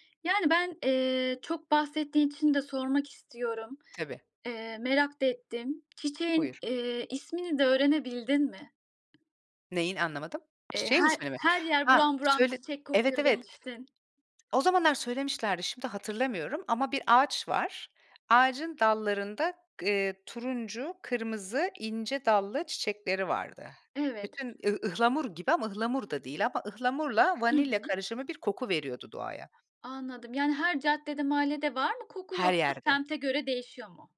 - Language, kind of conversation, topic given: Turkish, podcast, En unutulmaz seyahat deneyimini anlatır mısın?
- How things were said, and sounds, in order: other background noise; background speech